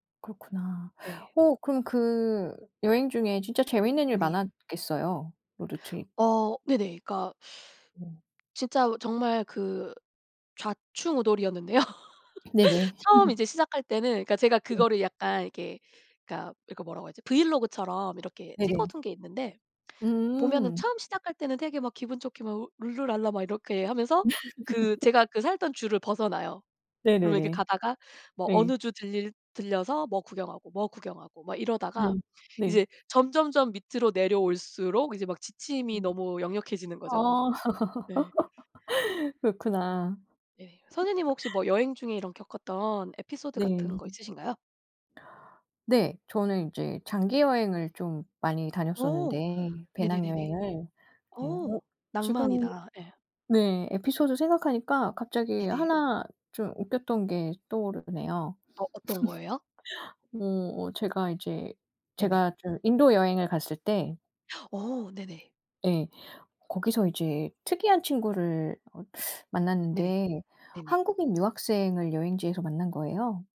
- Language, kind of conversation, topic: Korean, unstructured, 여행 중에 겪었던 재미있는 에피소드가 있나요?
- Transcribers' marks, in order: other background noise; laugh; laugh; laugh; laugh; laugh; laugh